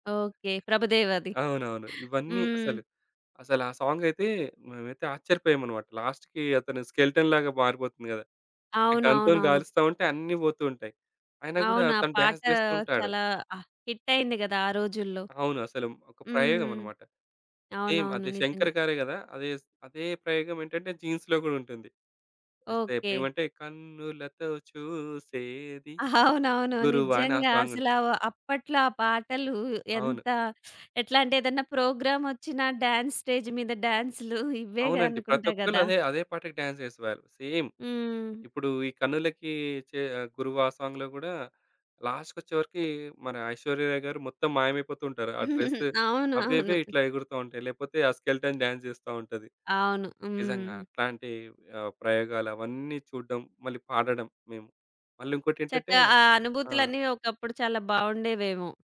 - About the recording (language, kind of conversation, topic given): Telugu, podcast, చిన్నతనం గుర్తొచ్చే పాట పేరు ఏదైనా చెప్పగలరా?
- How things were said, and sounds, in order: in English: "లాస్ట్‌కి"; in English: "స్కెలెటన్‌లాగా"; in English: "గన్‌తోని"; in English: "డాన్స్"; in English: "సేమ్"; singing: "కన్నులతో చూసేది"; giggle; in English: "డాన్స్ స్టేజ్"; in English: "డాన్స్"; in English: "సేమ్"; in English: "సాంగ్‌లో"; in English: "లాస్ట్‌కొచ్చేవరికి"; giggle; in English: "డ్రెస్"; in English: "స్కెలిటన్ డాన్స్"; other background noise